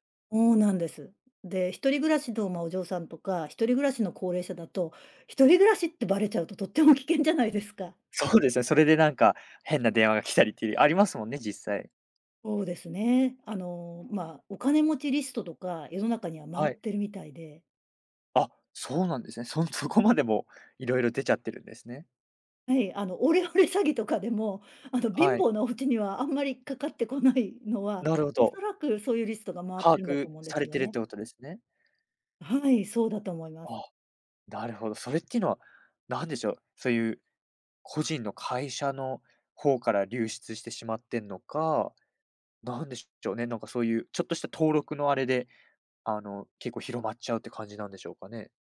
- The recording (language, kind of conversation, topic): Japanese, podcast, プライバシーと利便性は、どのように折り合いをつければよいですか？
- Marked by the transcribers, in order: laughing while speaking: "とっても危険じゃないですか"; laughing while speaking: "そうですよ"; laughing while speaking: "来たり"; laughing while speaking: "そん そこまでもう"; laughing while speaking: "オレオレ詐欺とかでも … てこないのは"